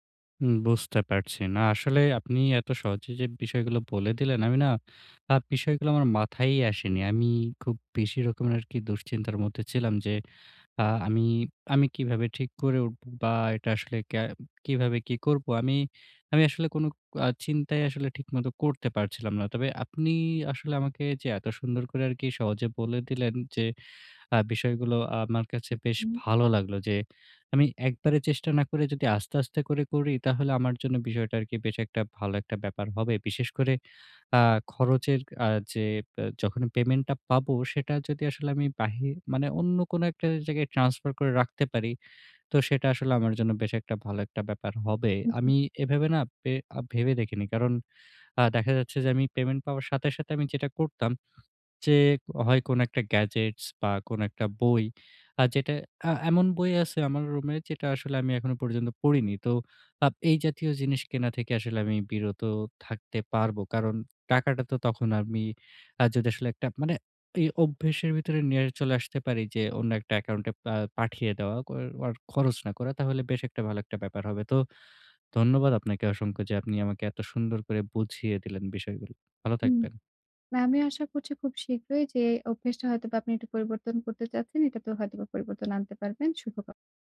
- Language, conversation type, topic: Bengali, advice, ব্যয় বাড়তে থাকলে আমি কীভাবে সেটি নিয়ন্ত্রণ করতে পারি?
- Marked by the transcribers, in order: tapping